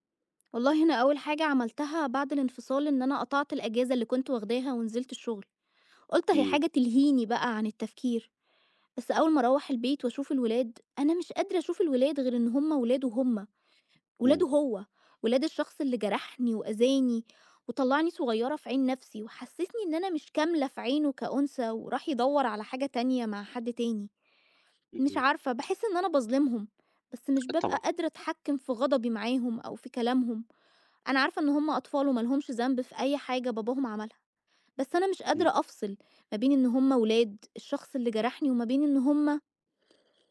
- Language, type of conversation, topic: Arabic, advice, إزاي بتتعامل/ي مع الانفصال بعد علاقة طويلة؟
- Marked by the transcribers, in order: tapping